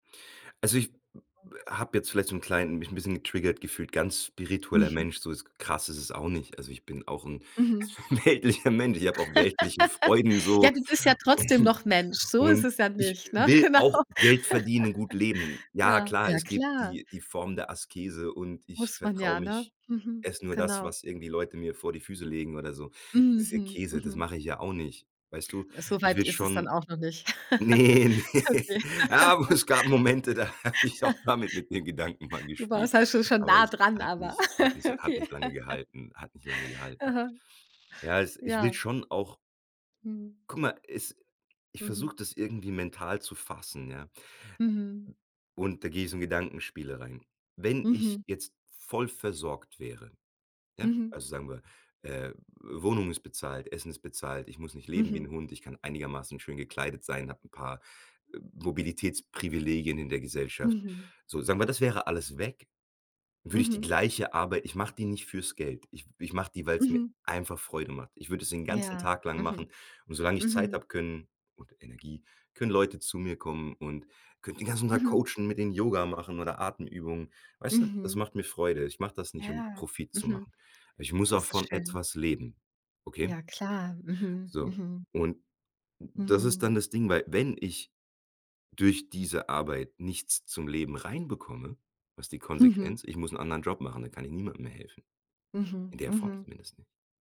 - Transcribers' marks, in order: other noise; laugh; laughing while speaking: "weltlicher Mensch"; laughing while speaking: "und"; laughing while speaking: "Genau"; laugh; laughing while speaking: "ne, ne. Aber es gab … Gedanken mal gespielt"; chuckle; laughing while speaking: "Okay. Du warst halt schon schon nah dran, aber Okay"; laugh; laugh
- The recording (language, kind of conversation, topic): German, advice, Wie gehst du mit einem Konflikt zwischen deinen persönlichen Werten und den Anforderungen deiner Karriere um?